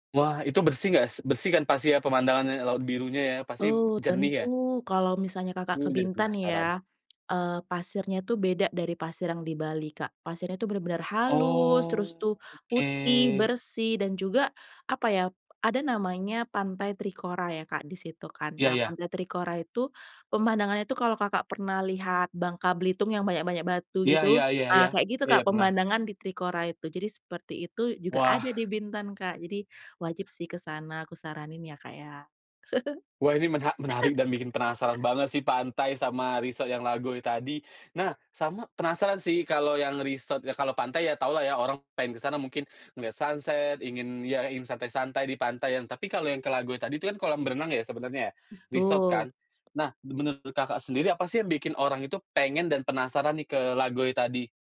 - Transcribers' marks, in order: tapping; other background noise; drawn out: "Oke"; laugh; in English: "sunset"
- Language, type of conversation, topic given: Indonesian, podcast, Apakah ada tempat tersembunyi di kotamu yang kamu rekomendasikan?